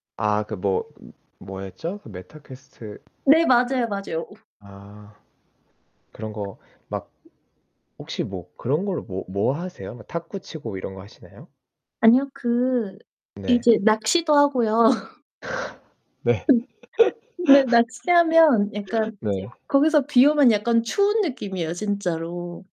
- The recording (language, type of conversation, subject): Korean, unstructured, 주말에는 집에서 쉬는 것과 밖에서 활동하는 것 중 어떤 쪽을 더 선호하시나요?
- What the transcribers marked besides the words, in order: static; tapping; laugh